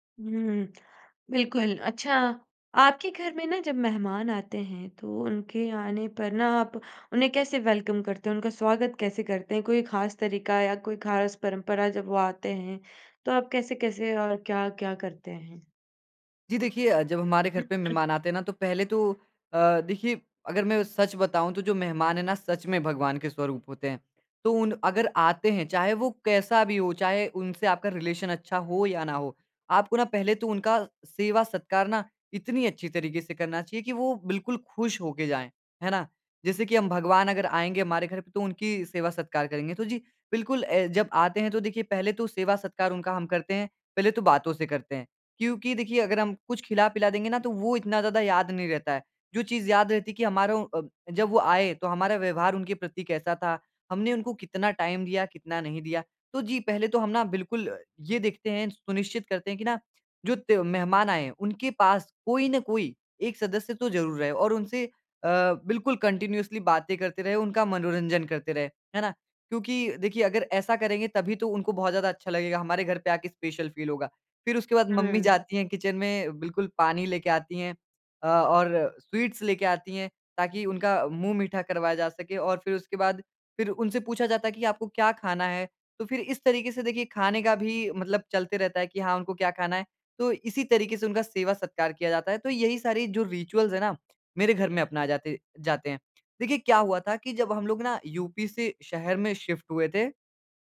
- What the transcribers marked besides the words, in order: in English: "वेलकम"; tapping; unintelligible speech; other background noise; in English: "रिलेशन"; in English: "टाइम"; in English: "कंटीन्यूअसली"; in English: "स्पेशल फील"; in English: "किचन"; in English: "स्वीट्स"; in English: "रिचुअल्स"; in English: "शिफ्ट"
- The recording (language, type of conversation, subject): Hindi, podcast, घर की छोटी-छोटी परंपराएँ कौन सी हैं आपके यहाँ?